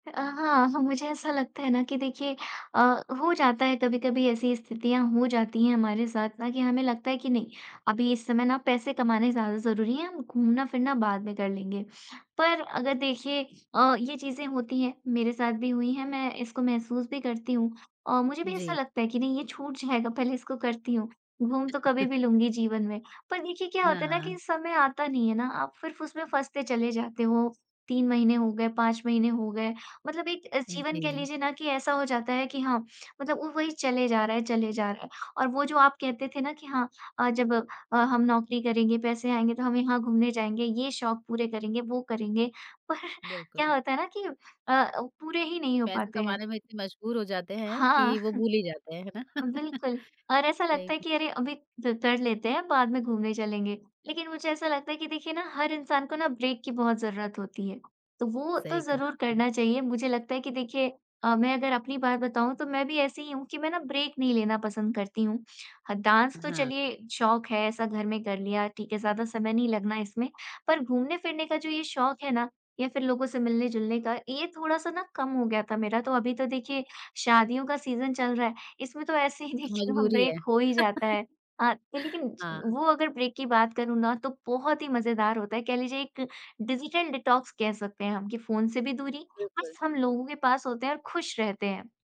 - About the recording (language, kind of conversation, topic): Hindi, podcast, बहुत व्यस्त होने पर भी आप अपने शौक के लिए समय कैसे निकालते हैं?
- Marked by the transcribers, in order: laughing while speaking: "जाएगा"; chuckle; "उसमें" said as "फुसमें"; laughing while speaking: "पर"; laughing while speaking: "हाँ"; chuckle; laugh; in English: "ब्रेक"; tapping; in English: "ब्रेक"; in English: "डांस"; in English: "सीज़न"; laughing while speaking: "देखिए ना"; in English: "ब्रेक"; chuckle; in English: "ब्रेक"; in English: "डिजिटल डिटॉक्स"